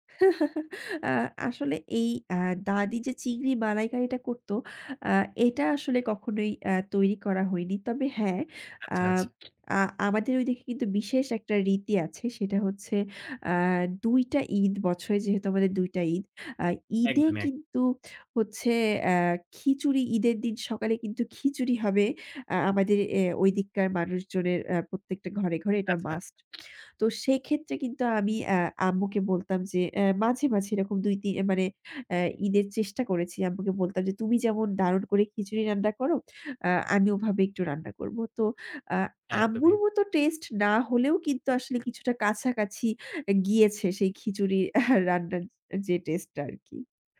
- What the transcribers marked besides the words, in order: chuckle; other background noise; tapping; laughing while speaking: "রান্নার যে taste টা আর কি"
- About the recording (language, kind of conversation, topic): Bengali, podcast, তোমাদের বাড়ির সবচেয়ে পছন্দের রেসিপি কোনটি?